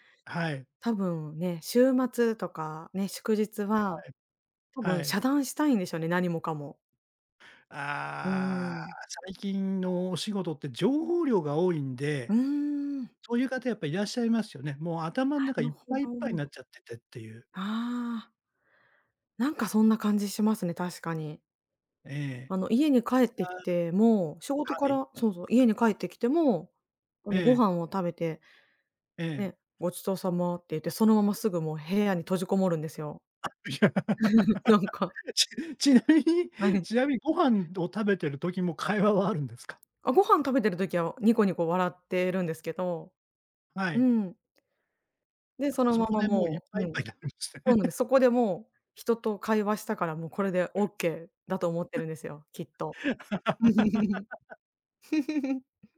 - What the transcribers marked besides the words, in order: laughing while speaking: "いや、 ち ちなみに ちなみ … あるんですか？"; laugh; laughing while speaking: "なんか"; laugh; laughing while speaking: "はい"; laughing while speaking: "なるんですね"; laugh; laugh
- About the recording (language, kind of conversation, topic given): Japanese, advice, 年中行事や祝日の過ごし方をめぐって家族と意見が衝突したとき、どうすればよいですか？